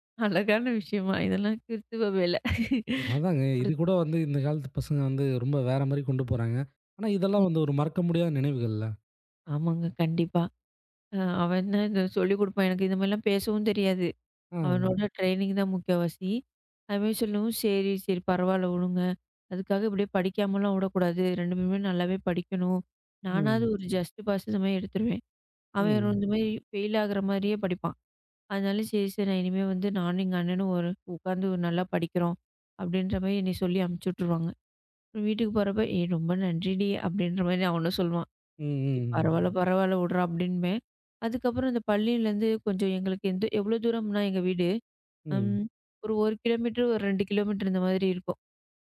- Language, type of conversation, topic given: Tamil, podcast, சின்ன வயதில் விளையாடிய நினைவுகளைப் பற்றி சொல்லுங்க?
- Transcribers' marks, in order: unintelligible speech; laugh; in another language: "ட்ரைனிங்"; "மாதிரி" said as "மாரி"; "நினைவுகள்ல" said as "நெனைவுகள்ல"; in another language: "ஜஸ்ட் பாஸ்"; in another language: "பெய்ல்"; other noise; "விடுடா" said as "விட்றா"; in another language: "கிலோமீட்டர்"; in another language: "கிலோமீட்டர்"